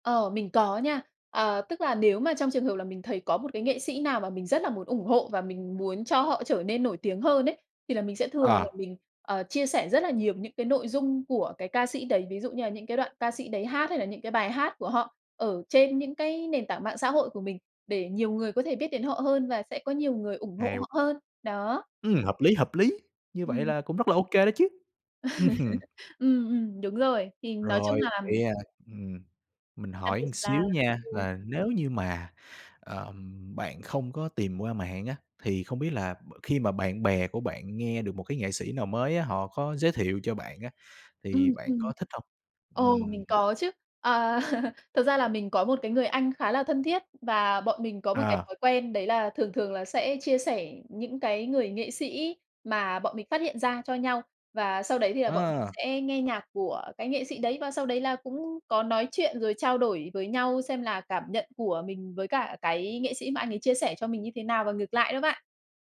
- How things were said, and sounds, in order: tapping; other background noise; chuckle; "một" said as "ừn"; chuckle
- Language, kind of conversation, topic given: Vietnamese, podcast, Bạn khám phá nghệ sĩ mới qua mạng hay qua bạn bè nhiều hơn?